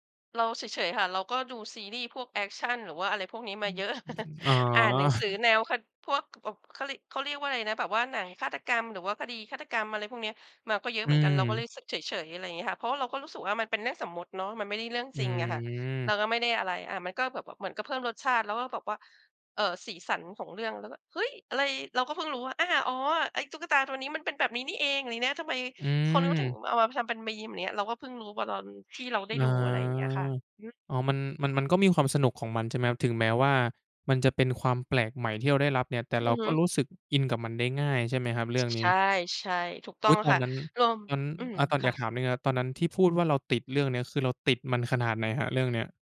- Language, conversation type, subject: Thai, podcast, มีซีรีส์เรื่องไหนที่ทำให้คุณติดงอมแงมบ้าง?
- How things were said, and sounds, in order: other background noise; chuckle